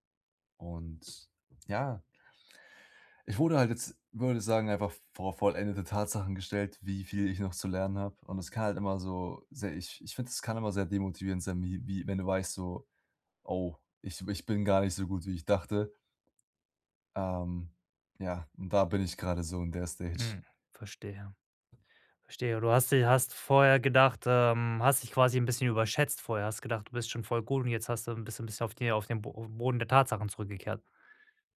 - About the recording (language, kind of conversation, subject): German, advice, Wie kann ich nach einem Rückschlag meine Motivation wiederfinden?
- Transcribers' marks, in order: none